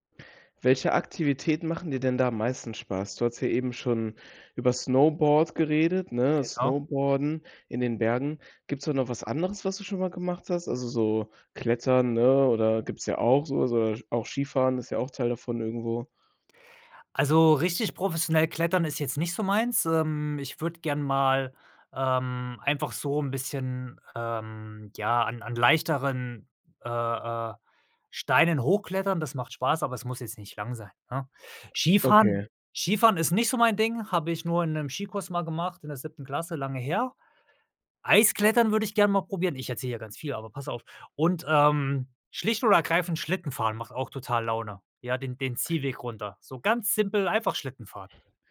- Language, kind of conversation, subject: German, podcast, Was fasziniert dich mehr: die Berge oder die Küste?
- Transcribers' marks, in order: other background noise